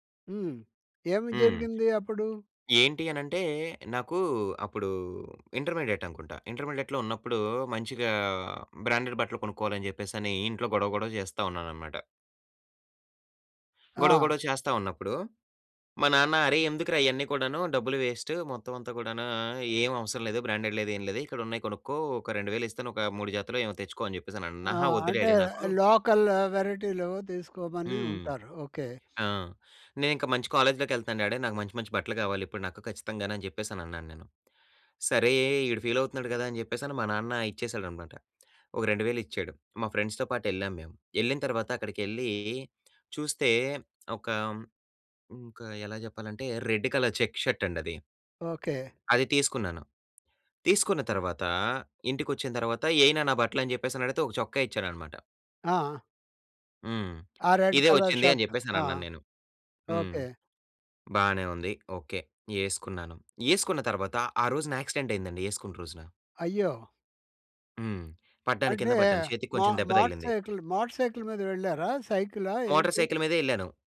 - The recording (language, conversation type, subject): Telugu, podcast, రంగులు మీ వ్యక్తిత్వాన్ని ఎలా వెల్లడిస్తాయనుకుంటారు?
- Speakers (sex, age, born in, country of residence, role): male, 25-29, India, Finland, guest; male, 70-74, India, India, host
- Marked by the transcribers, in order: other background noise; tapping; in English: "బ్రాండెడ్"; in English: "బ్రాండెడ్"; in English: "డాడీ"; in English: "లోకల్"; in English: "కాలేజ్‌లోకెళ్తన్నాను డాడీ"; sniff; in English: "ఫ్రెండ్స్‌తో"; in English: "రెడ్ కలర్ చెక్స్"; in English: "రెడ్ కలర్ షర్ట్"; in English: "యాక్సిడెంట్"; in English: "మో మోటర్ సైకిల్, మోటర్ సైకిల్"; in English: "మోటర్ సైకిల్"